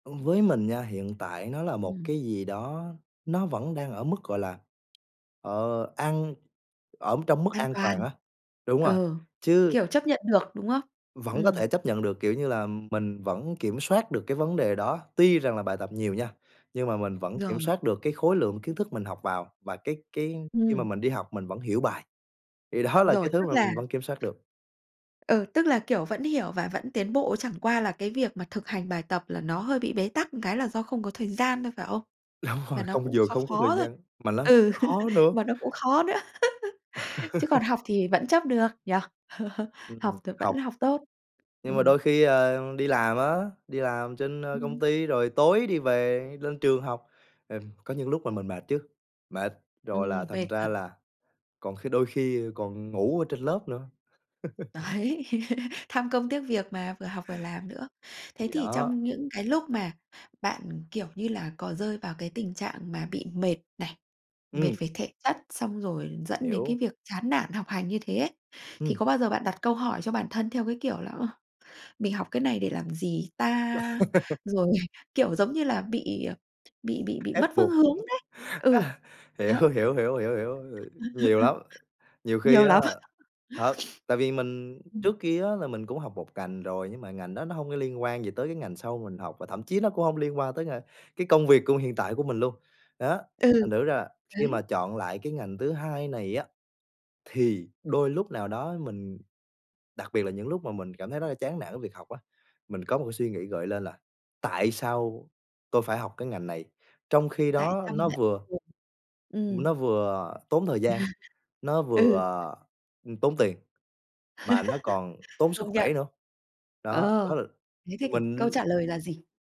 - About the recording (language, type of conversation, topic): Vietnamese, podcast, Làm sao bạn giữ động lực học tập khi cảm thấy chán nản?
- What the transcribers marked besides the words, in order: tapping; laughing while speaking: "đó"; other background noise; laughing while speaking: "Đúng rồi"; laughing while speaking: "ừ"; laugh; laugh; laughing while speaking: "Đấy"; laugh; laugh; unintelligible speech; laugh; laughing while speaking: "Hiểu"; laughing while speaking: "Rồi"; laugh; sniff; unintelligible speech; laugh; laugh